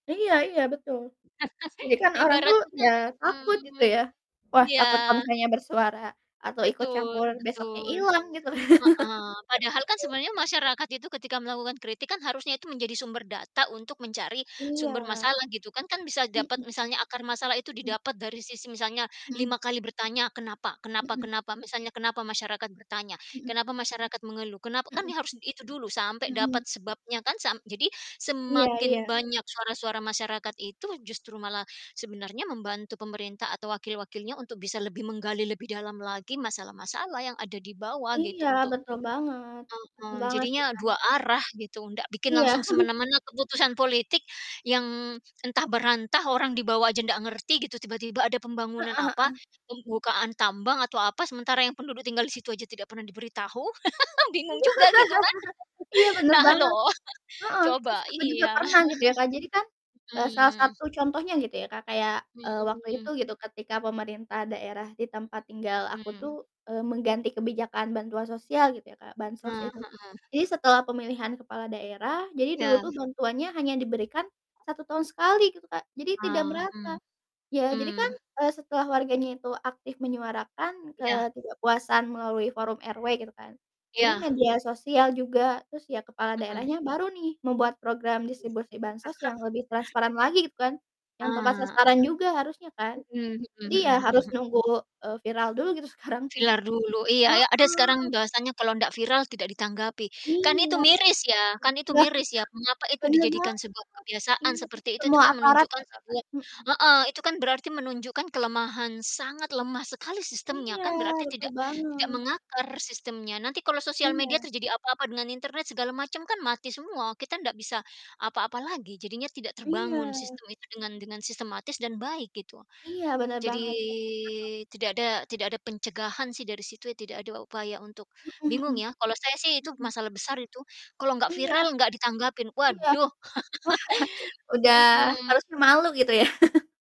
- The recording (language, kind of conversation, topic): Indonesian, unstructured, Mengapa partisipasi warga penting dalam pengambilan keputusan politik?
- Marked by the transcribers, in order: laugh; distorted speech; laughing while speaking: "ka"; laugh; other background noise; static; chuckle; laugh; laugh; chuckle; laugh; "Viral" said as "vilar"; stressed: "sangat lemah"; unintelligible speech; drawn out: "Jadi"; chuckle; laugh